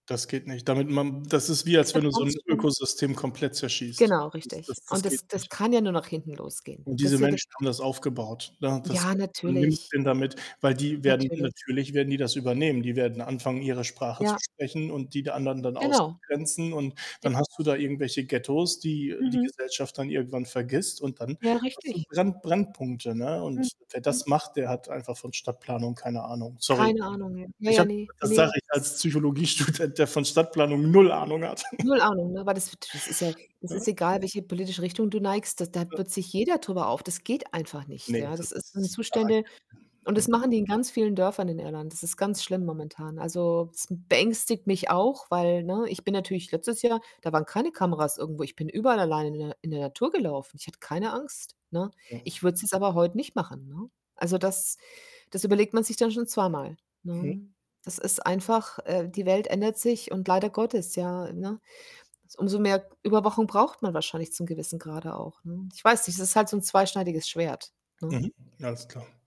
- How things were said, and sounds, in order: distorted speech; other background noise; static; laughing while speaking: "Psychologiestudent"; stressed: "null"; chuckle; unintelligible speech; unintelligible speech
- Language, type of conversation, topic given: German, unstructured, Wie stehst du zur Überwachung durch Kameras oder Apps?